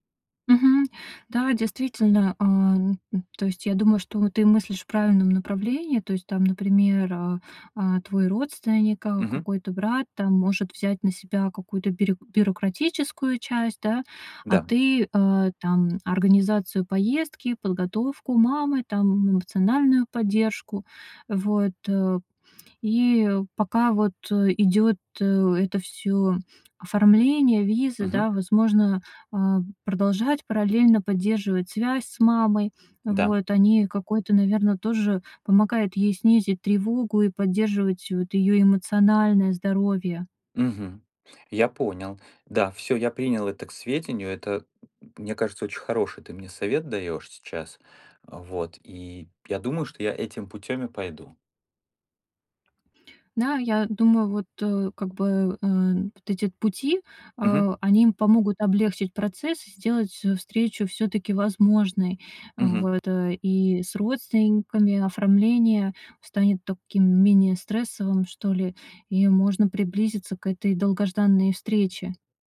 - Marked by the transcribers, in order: tapping
- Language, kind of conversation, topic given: Russian, advice, Как справляться с уходом за пожилым родственником, если неизвестно, как долго это продлится?